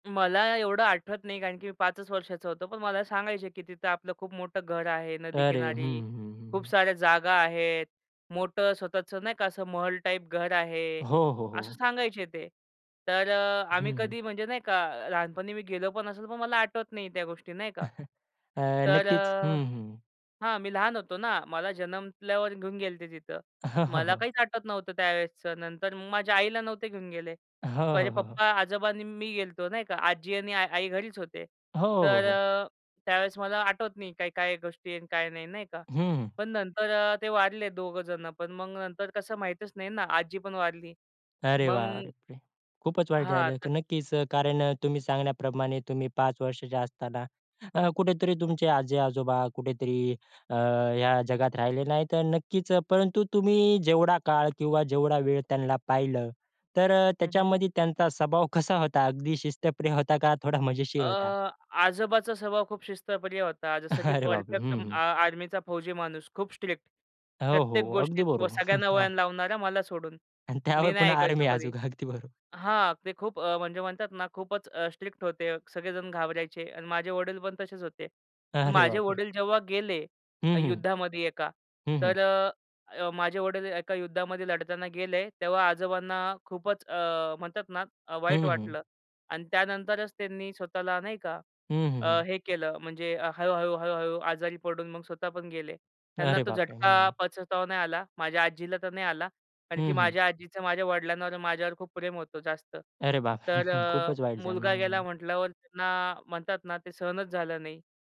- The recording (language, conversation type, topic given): Marathi, podcast, तुमच्या वडिलांच्या किंवा आजोबांच्या मूळ गावाबद्दल तुम्हाला काय माहिती आहे?
- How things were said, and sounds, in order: tapping; chuckle; "बापरे" said as "बारपे"; laughing while speaking: "अरे बापरे!"; chuckle; laughing while speaking: "अगदी बरो"; other background noise; chuckle